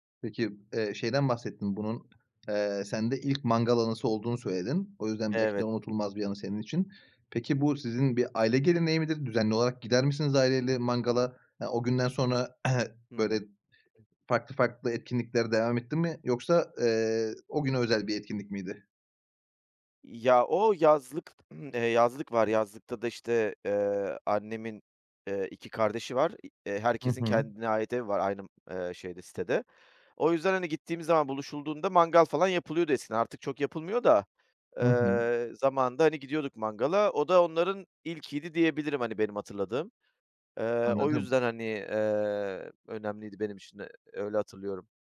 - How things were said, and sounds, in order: other background noise; throat clearing; unintelligible speech; throat clearing
- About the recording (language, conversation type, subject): Turkish, podcast, Çocukluğundaki en unutulmaz yemek anını anlatır mısın?